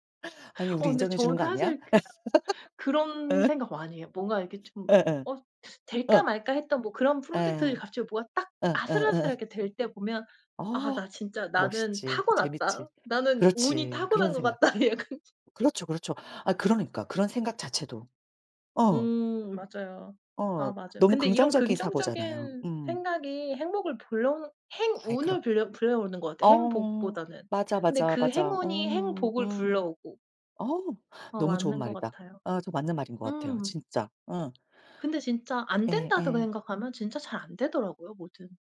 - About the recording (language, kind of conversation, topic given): Korean, unstructured, 성공과 행복 중 어느 것이 더 중요하다고 생각하시나요?
- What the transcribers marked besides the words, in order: other background noise; laugh; laughing while speaking: "같다.' 약간"